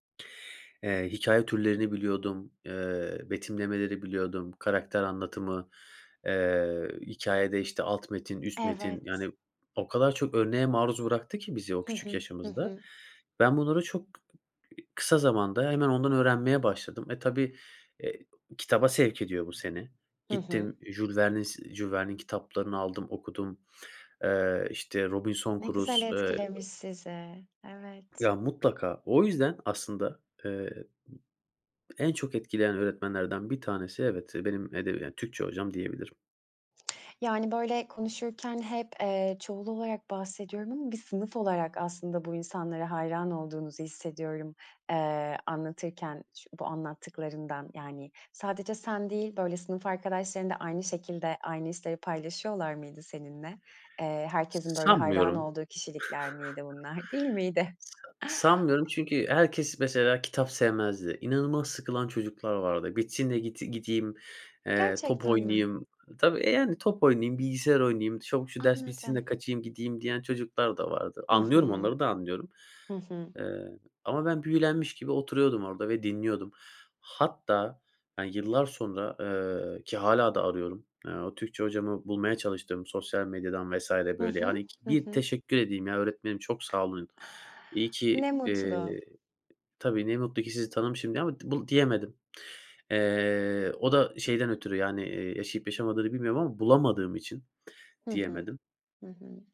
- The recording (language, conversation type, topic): Turkish, podcast, Hayatını en çok etkileyen öğretmenini anlatır mısın?
- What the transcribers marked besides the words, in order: tapping; other background noise; giggle; giggle